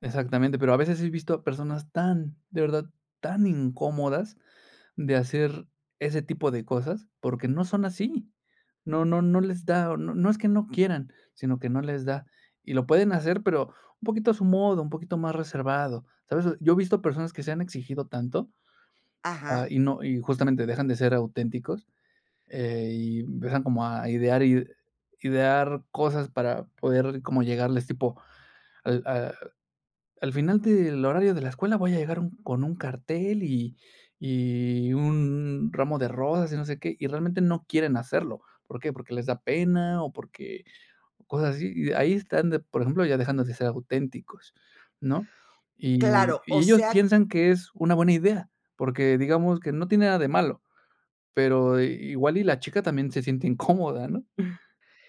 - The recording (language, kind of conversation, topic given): Spanish, podcast, ¿Qué significa para ti ser auténtico al crear?
- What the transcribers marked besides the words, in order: laughing while speaking: "incómoda, ¿no?"